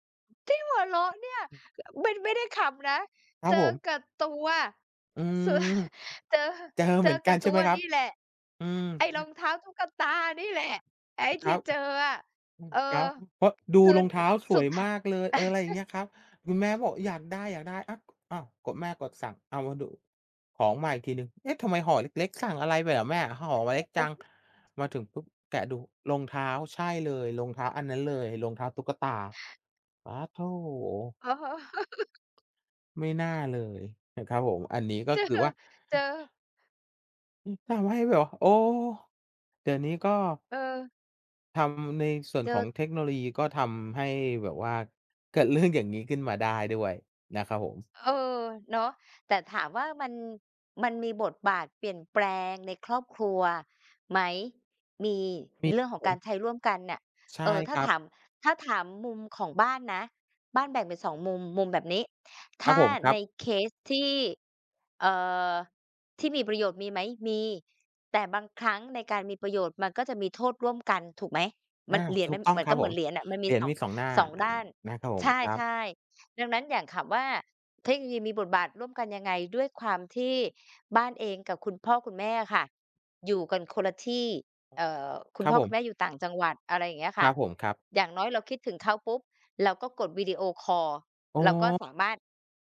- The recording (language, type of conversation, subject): Thai, unstructured, คุณคิดอย่างไรกับการเปลี่ยนแปลงของครอบครัวในยุคปัจจุบัน?
- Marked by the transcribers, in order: laughing while speaking: "ที่หัวเราะเนี่ย คืออะ ไม่ ไม่ได้ขํานะ"; laugh; laughing while speaking: "เจอ"; other background noise; laugh; laughing while speaking: "อ๋อ"; tapping; laughing while speaking: "เจอ"; laughing while speaking: "เรื่อง"; "ถูก" said as "สูก"